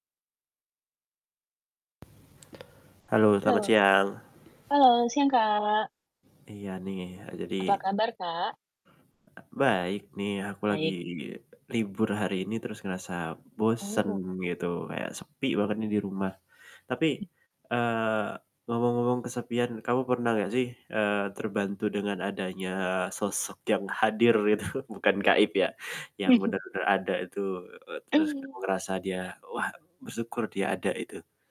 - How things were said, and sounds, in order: static; other background noise; laughing while speaking: "itu"; chuckle; distorted speech
- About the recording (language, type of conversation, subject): Indonesian, unstructured, Bagaimana hewan peliharaan dapat membantu mengurangi rasa kesepian?